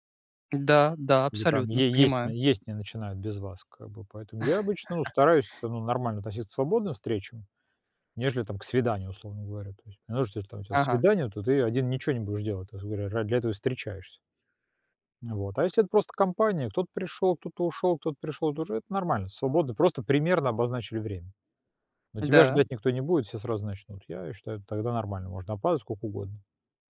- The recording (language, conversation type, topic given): Russian, unstructured, Почему люди не уважают чужое время?
- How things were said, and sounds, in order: chuckle